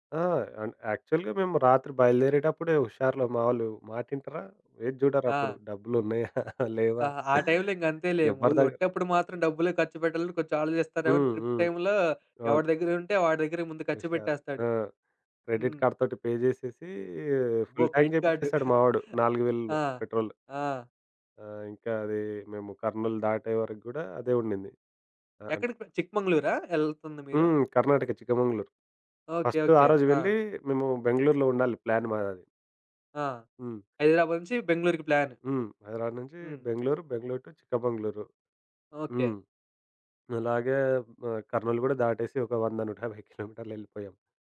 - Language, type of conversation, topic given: Telugu, podcast, మీ ప్రణాళిక విఫలమైన తర్వాత మీరు కొత్త మార్గాన్ని ఎలా ఎంచుకున్నారు?
- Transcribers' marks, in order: in English: "యాక్చువల్‌గా"; chuckle; in English: "ట్రిప్ టైమ్‌లో"; in English: "క్రెడిట్ కార్డ్‌తోటి పే"; in English: "ఫుల్ టాంక్"; in English: "క్రెడిట్ కార్డ్"; giggle; in English: "ప్లాన్"; in English: "ప్లాన్"; in English: "టూ"; laughing while speaking: "వంద నూట యాబై కిలోమీటర్లెళ్ళిపోయాం"